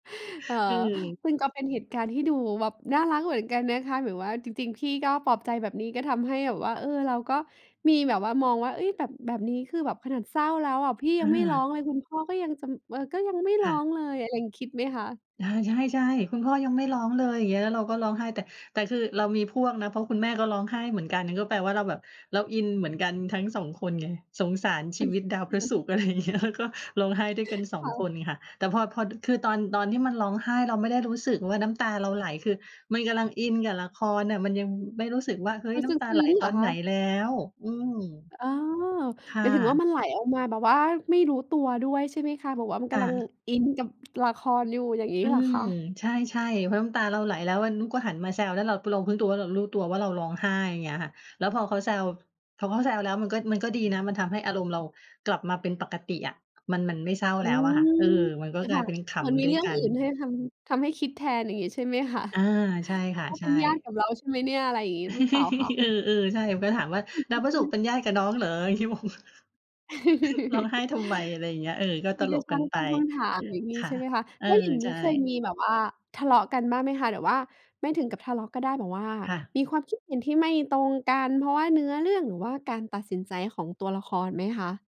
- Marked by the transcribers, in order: chuckle; other background noise; chuckle; laughing while speaking: "อะไรอย่างเงี้ย"; giggle; chuckle; laugh; laughing while speaking: "พี่งง"; chuckle
- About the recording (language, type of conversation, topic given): Thai, podcast, บรรยากาศตอนนั่งดูละครช่วงเย็นกับครอบครัวที่บ้านเป็นยังไงบ้าง?